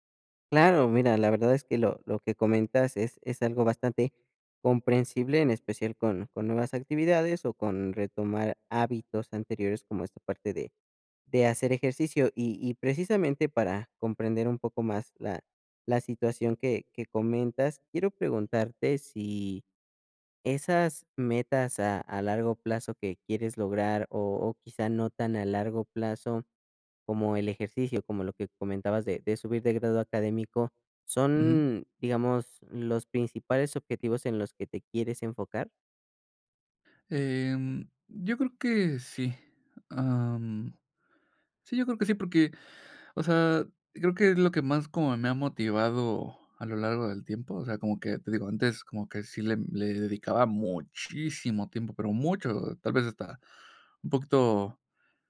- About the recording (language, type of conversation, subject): Spanish, advice, ¿Cómo puedo mantener la motivación a largo plazo cuando me canso?
- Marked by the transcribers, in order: none